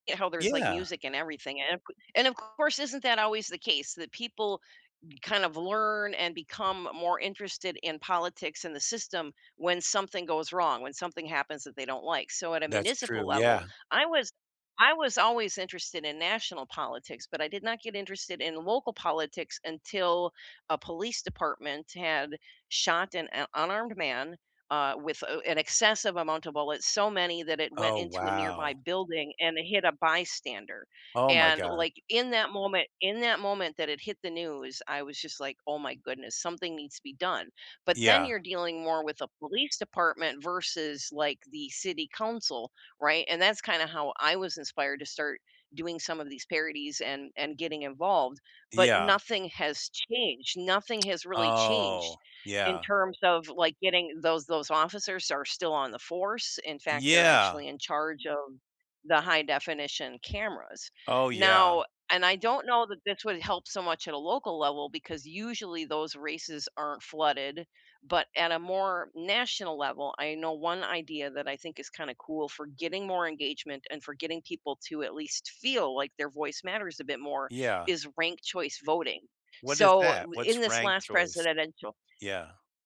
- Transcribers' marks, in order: other background noise; drawn out: "Oh"; "presidential" said as "presidedential"
- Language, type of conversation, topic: English, unstructured, How can ordinary people make a difference in politics?